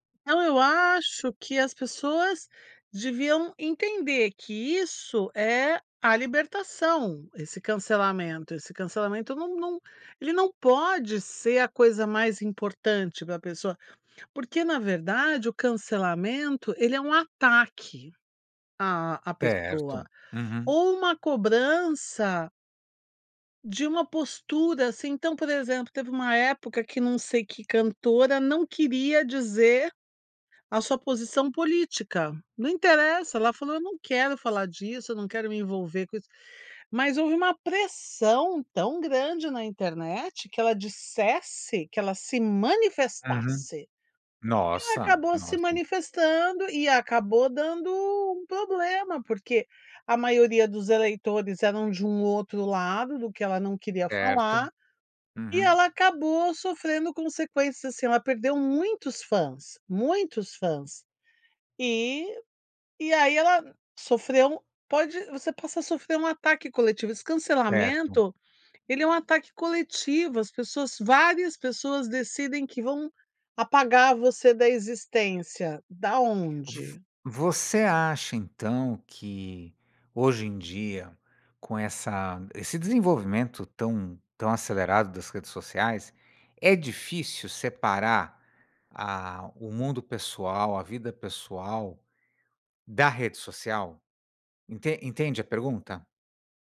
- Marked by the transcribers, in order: none
- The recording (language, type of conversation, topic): Portuguese, podcast, O que você pensa sobre o cancelamento nas redes sociais?